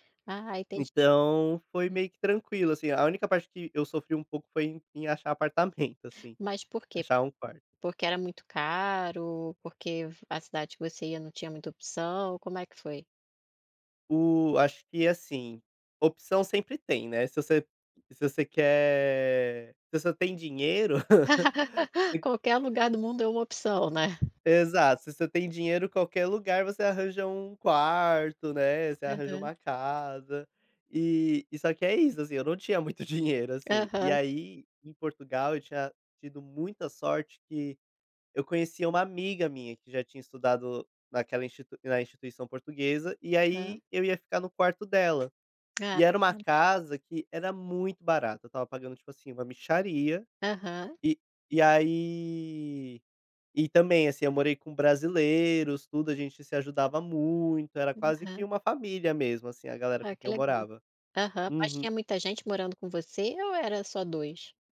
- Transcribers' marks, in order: laughing while speaking: "apartamento"; laugh; tapping; unintelligible speech; drawn out: "aí"
- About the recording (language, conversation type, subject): Portuguese, podcast, Como você supera o medo da mudança?